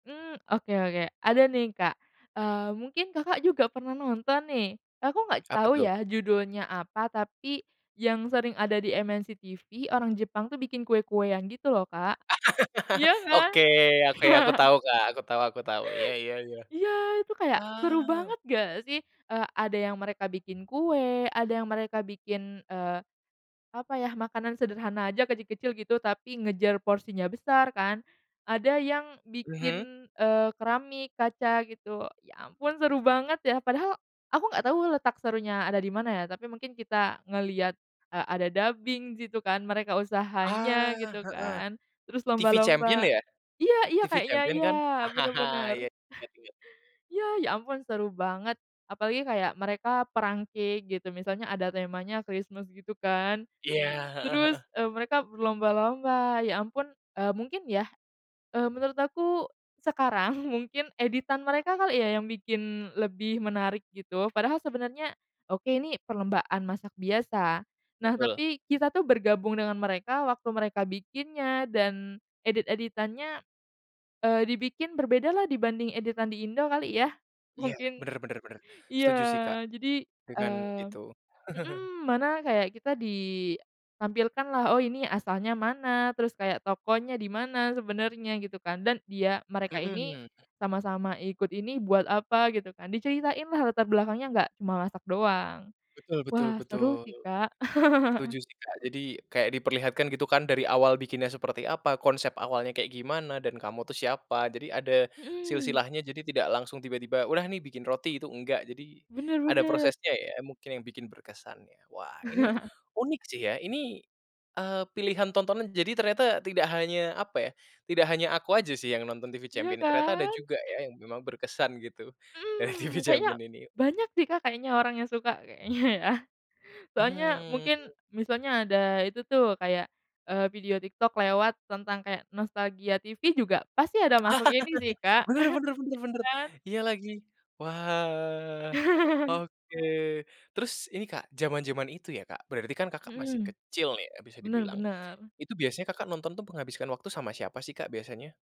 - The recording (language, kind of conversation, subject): Indonesian, podcast, Apa film favorit masa kecilmu, dan kenapa kamu menyukainya?
- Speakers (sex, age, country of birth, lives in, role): female, 18-19, Indonesia, Indonesia, guest; male, 20-24, Indonesia, Indonesia, host
- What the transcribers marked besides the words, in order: laugh; laugh; in English: "dubbing"; laugh; in English: "cake"; laughing while speaking: "sekarang"; tapping; laughing while speaking: "mungkin"; laugh; laugh; chuckle; laughing while speaking: "TV Champion"; laughing while speaking: "kayaknya ya"; other background noise; laugh; drawn out: "wah"; chuckle